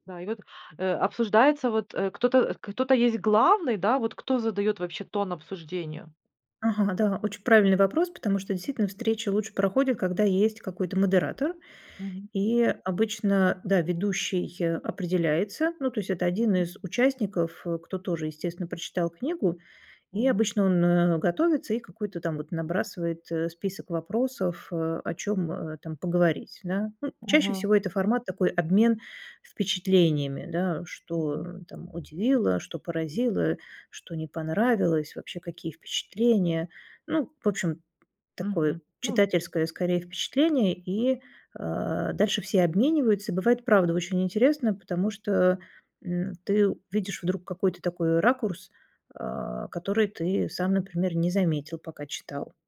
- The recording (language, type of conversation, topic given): Russian, podcast, Как понять, что ты наконец нашёл своё сообщество?
- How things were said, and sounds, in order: tapping